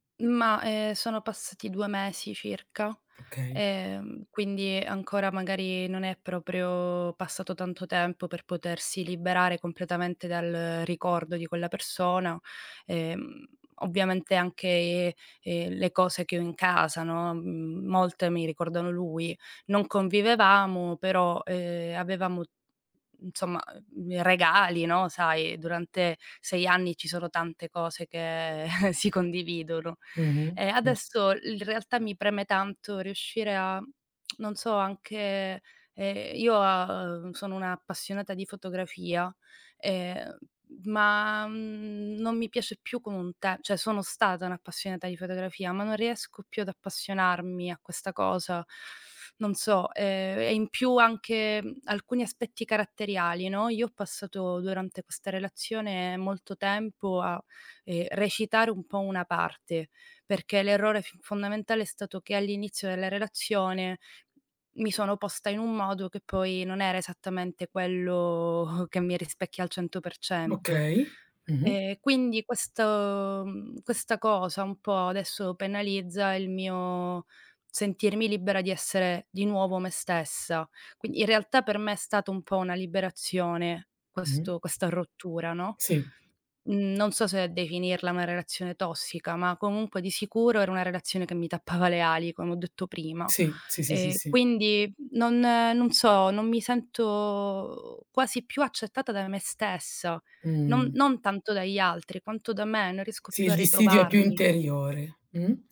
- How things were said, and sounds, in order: "insomma" said as "nzomma"; chuckle; tapping; tongue click; drawn out: "ma"; "cioè" said as "ceh"; drawn out: "quello"; chuckle; other background noise; drawn out: "questo"; laughing while speaking: "tappava"; drawn out: "sento"
- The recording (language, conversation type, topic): Italian, advice, Come puoi ritrovare la tua identità dopo una lunga relazione?